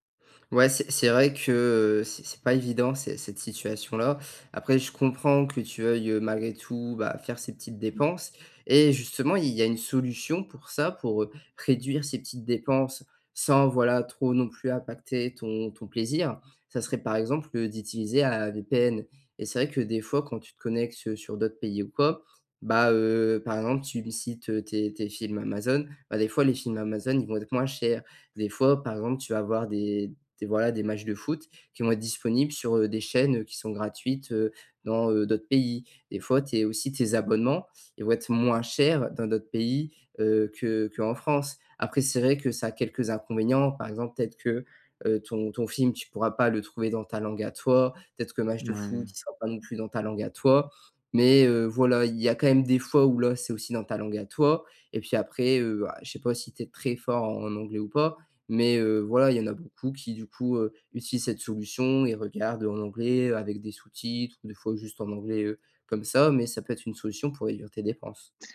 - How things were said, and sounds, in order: none
- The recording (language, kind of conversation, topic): French, advice, Comment peux-tu reprendre le contrôle sur tes abonnements et ces petites dépenses que tu oublies ?